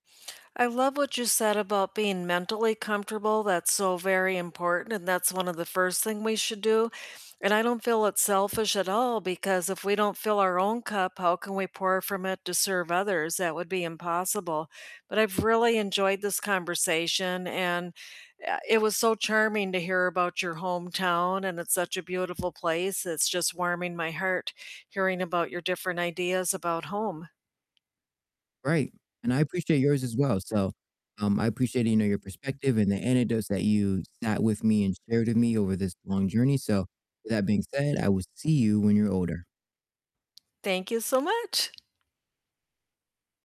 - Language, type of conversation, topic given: English, unstructured, What makes a place feel like home to you, and how do you create that feeling?
- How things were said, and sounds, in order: tapping; other background noise; distorted speech; static